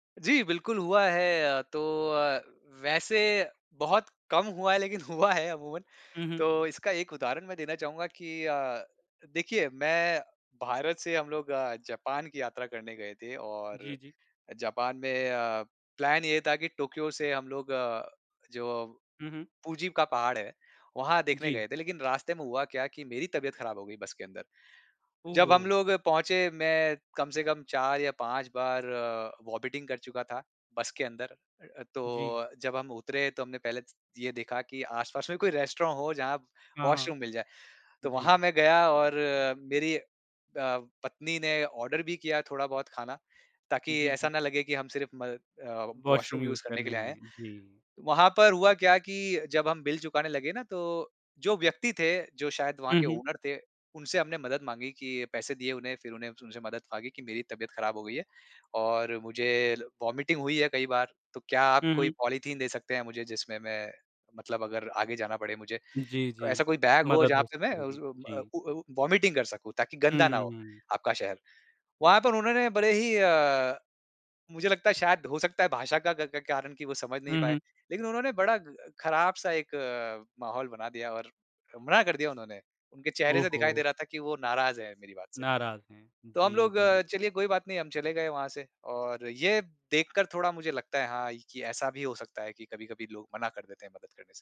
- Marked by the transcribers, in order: laughing while speaking: "हुआ है अमूमन"; in English: "प्लान"; in English: "वोमिटिंग"; in English: "रेस्टोरेंट"; in English: "वॉशरूम"; in English: "वॉशरूम यूज"; in English: "वॉशरूम यूज़"; in English: "ओनर"; in English: "वोमिटिंग"; in English: "पॉलीथीन"; in English: "वोमिटिंग"
- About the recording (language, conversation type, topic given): Hindi, podcast, किस स्थानीय व्यक्ति से मिली खास मदद का किस्सा क्या है?